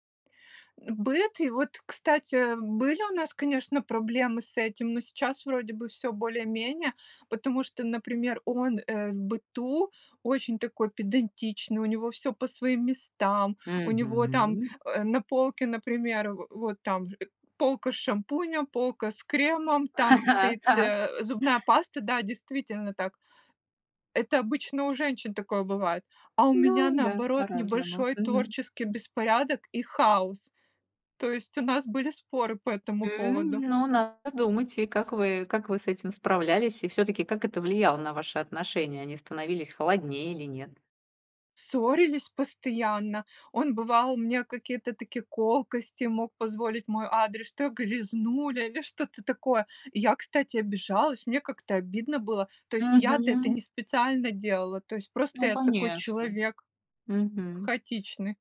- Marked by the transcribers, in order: chuckle
- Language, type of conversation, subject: Russian, podcast, Как понять, что ты любишь человека?